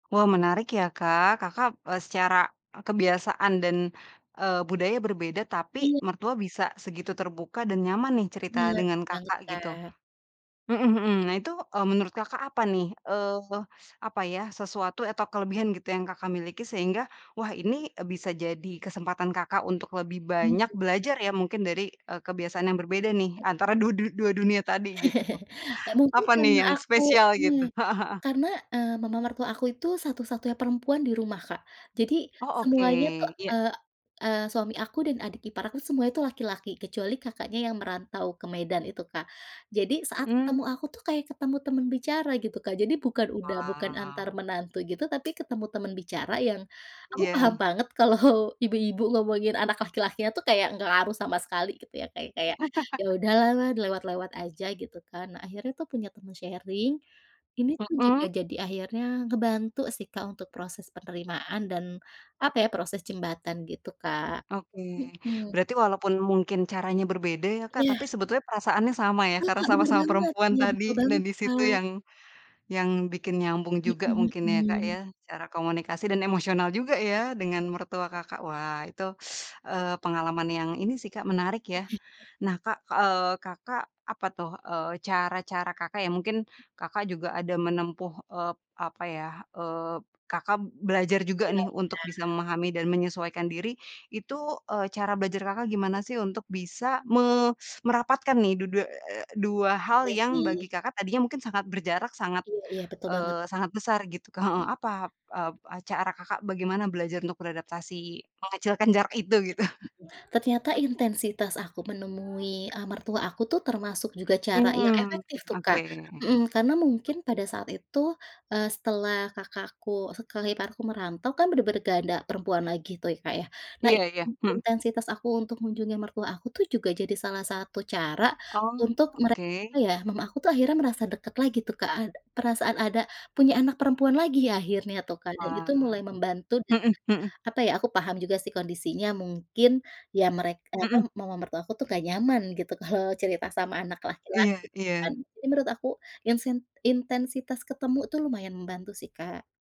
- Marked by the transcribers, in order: laugh; tapping; other background noise; laughing while speaking: "kalau"; laugh; in English: "sharing"; teeth sucking; teeth sucking; laughing while speaking: "gitu?"
- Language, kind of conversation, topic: Indonesian, podcast, Pernahkah kamu merasa hidup di antara dua dunia, dan seperti apa pengalamanmu?